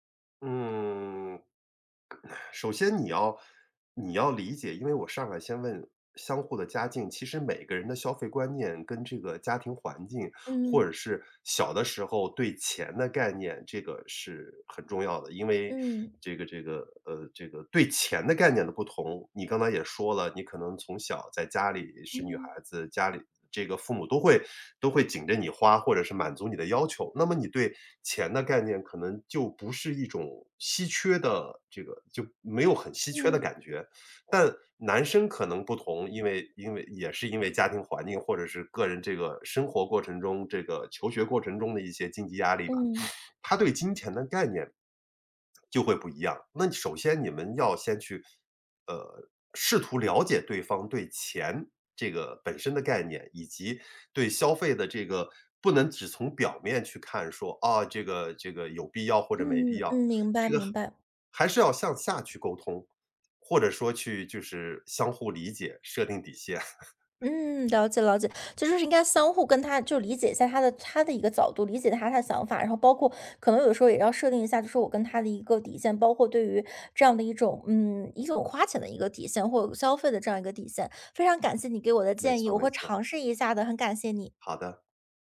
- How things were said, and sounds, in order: tapping; other background noise; teeth sucking; alarm; chuckle
- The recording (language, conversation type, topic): Chinese, advice, 你最近一次因为花钱观念不同而与伴侣发生争执的情况是怎样的？